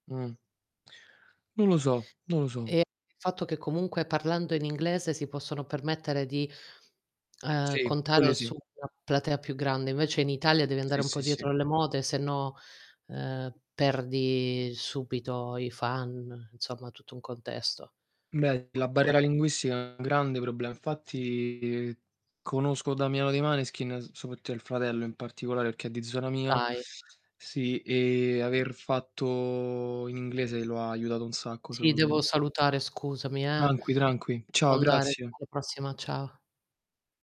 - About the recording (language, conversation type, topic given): Italian, unstructured, Quale canzone ti fa tornare in mente un ricordo importante?
- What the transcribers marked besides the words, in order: distorted speech; tapping; other background noise